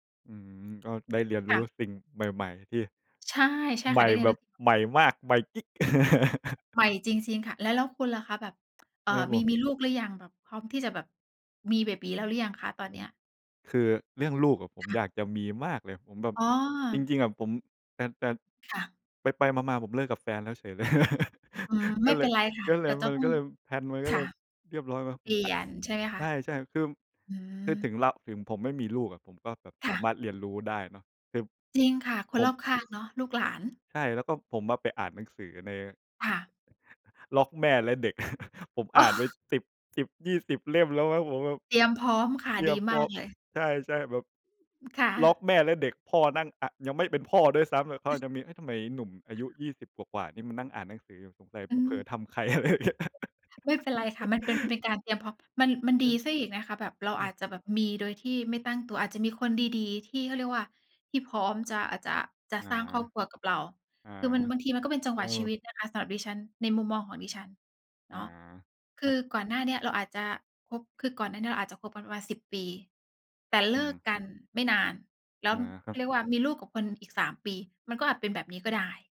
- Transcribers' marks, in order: laugh; laugh; tapping; laugh; laughing while speaking: "อ้อ"; unintelligible speech; laughing while speaking: "อะไรอย่างเงี้ย"; laugh
- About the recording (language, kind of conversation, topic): Thai, unstructured, การเรียนรู้ที่สนุกที่สุดในชีวิตของคุณคืออะไร?